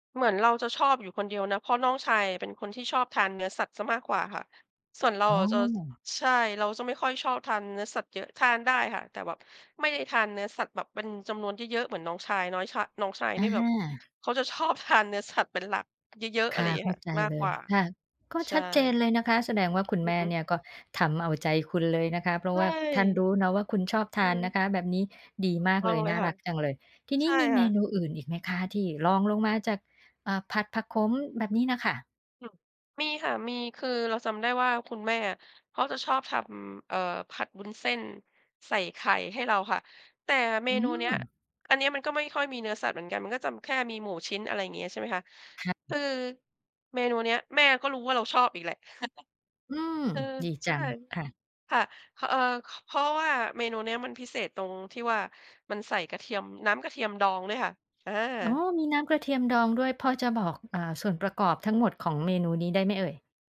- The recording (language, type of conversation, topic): Thai, podcast, อาหารแบบไหนที่คุณกินแล้วรู้สึกอุ่นใจทันที?
- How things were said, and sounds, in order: other background noise; tapping; "คือ" said as "ตือ"